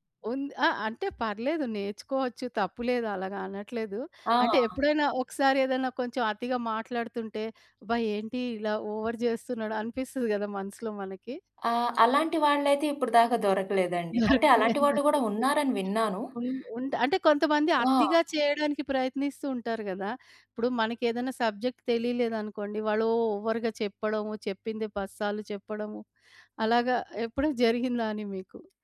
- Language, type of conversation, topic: Telugu, podcast, మీ నైపుణ్యాలు కొత్త ఉద్యోగంలో మీకు ఎలా ఉపయోగపడ్డాయి?
- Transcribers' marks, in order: in English: "ఓవర్"; tapping; laughing while speaking: "దొరకలేదా?"; other background noise; in English: "ఓవర్‌గా"